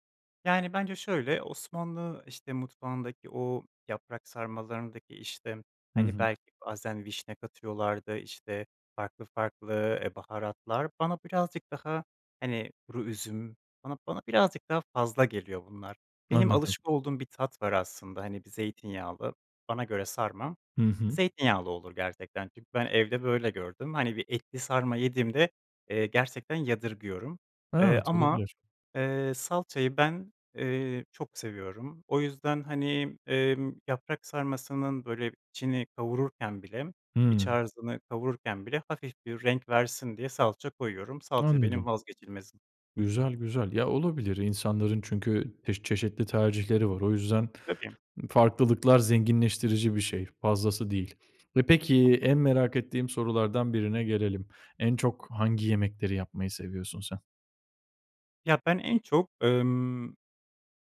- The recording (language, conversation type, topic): Turkish, podcast, Mutfakta en çok hangi yemekleri yapmayı seviyorsun?
- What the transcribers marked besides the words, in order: unintelligible speech